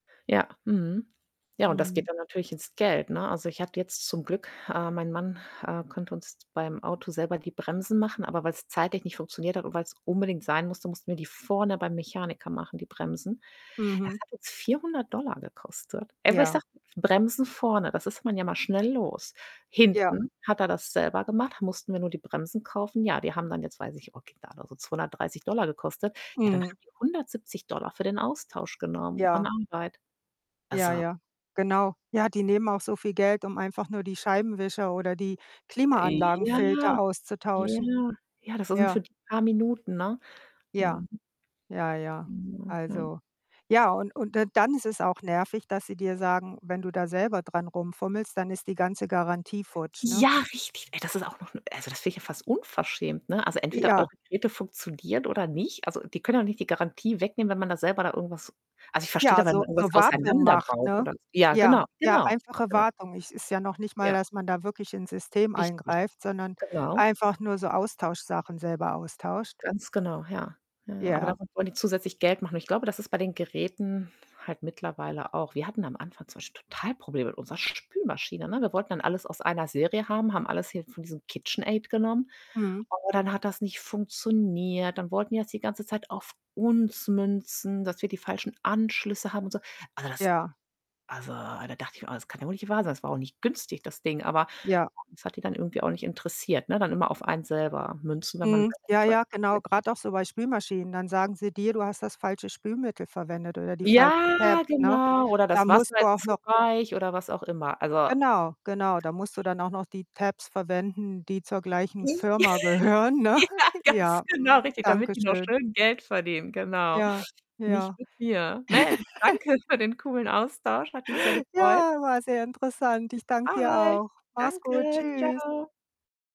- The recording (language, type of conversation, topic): German, unstructured, Was nervt dich an neuen Geräten am meisten?
- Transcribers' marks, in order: static; distorted speech; drawn out: "Ja"; unintelligible speech; unintelligible speech; stressed: "uns"; other background noise; drawn out: "Ja, genau"; unintelligible speech; giggle; laughing while speaking: "Ja, ganz genau"; laughing while speaking: "gehören, ne?"; chuckle; laugh; unintelligible speech